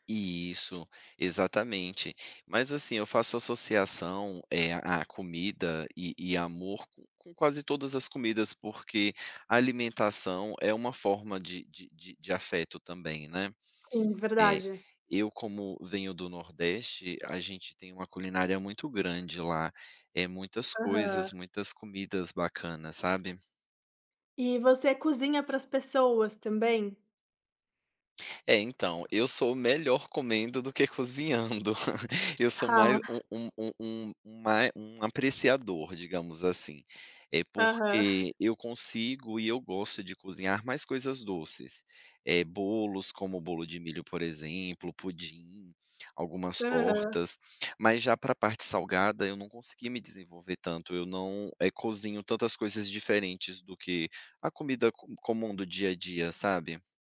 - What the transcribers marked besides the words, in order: chuckle; chuckle
- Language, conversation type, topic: Portuguese, podcast, Qual comida você associa ao amor ou ao carinho?